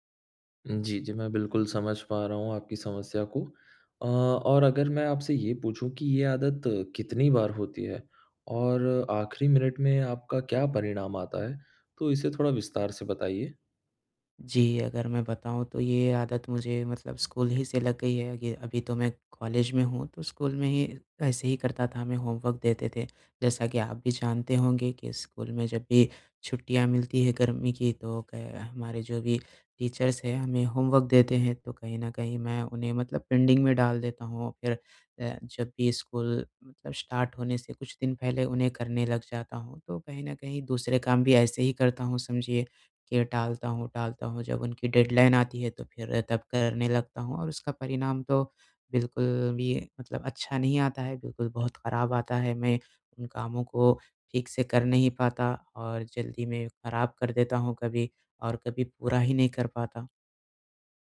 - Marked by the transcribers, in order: in English: "होमवर्क"; in English: "टीचर्स"; in English: "होमवर्क"; in English: "पेंडिंग"; in English: "स्टार्ट"; in English: "डेडलाइन"
- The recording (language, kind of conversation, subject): Hindi, advice, आप काम बार-बार क्यों टालते हैं और आखिरी मिनट में होने वाले तनाव से कैसे निपटते हैं?